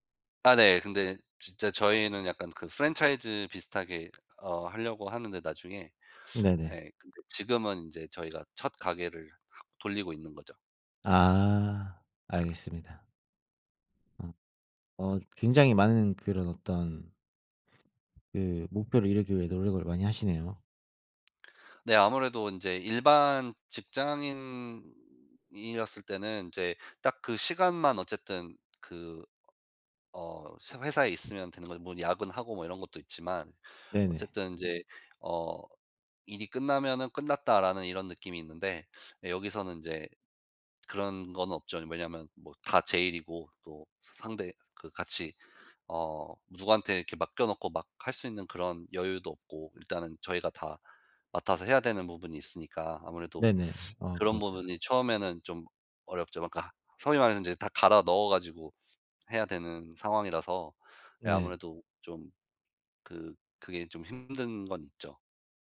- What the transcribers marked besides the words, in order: tapping; other background noise
- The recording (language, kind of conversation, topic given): Korean, unstructured, 당신이 이루고 싶은 가장 큰 목표는 무엇인가요?